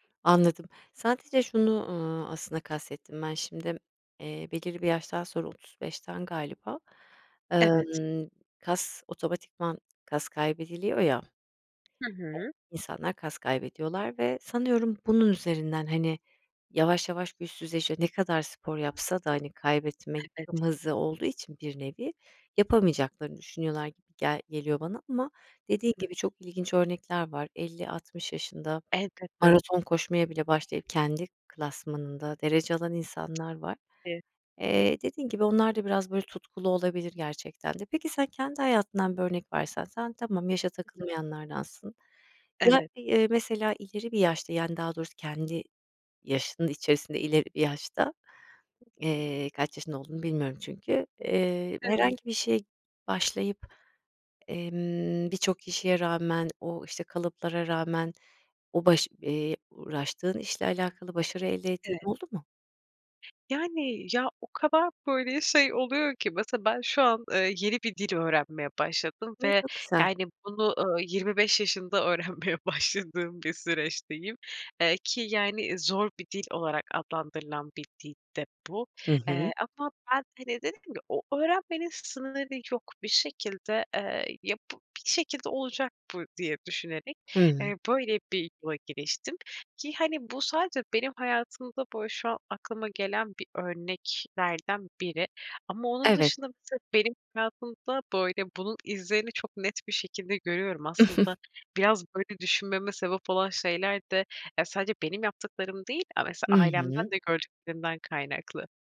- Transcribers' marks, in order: other background noise; unintelligible speech; tapping; unintelligible speech; unintelligible speech; laughing while speaking: "öğrenmeye başladığım"; chuckle
- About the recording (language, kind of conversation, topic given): Turkish, podcast, Öğrenmenin yaşla bir sınırı var mı?